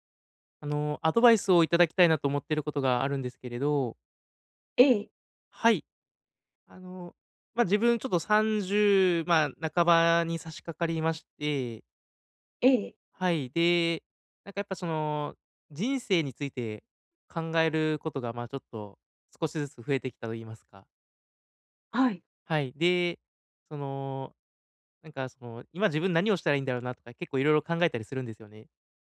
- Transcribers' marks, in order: none
- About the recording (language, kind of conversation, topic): Japanese, advice, 大きな決断で後悔を避けるためには、どのように意思決定すればよいですか？